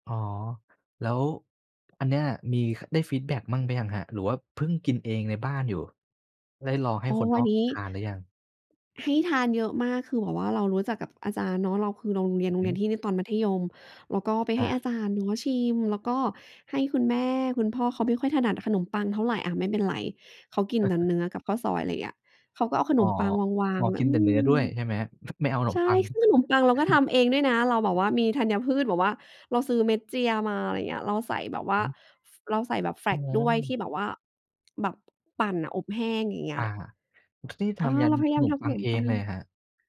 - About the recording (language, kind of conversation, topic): Thai, podcast, มีกลิ่นหรือรสอะไรที่ทำให้คุณนึกถึงบ้านขึ้นมาทันทีบ้างไหม?
- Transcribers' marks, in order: chuckle; laughing while speaking: "ไม่เอาขนมปัง"; chuckle; other background noise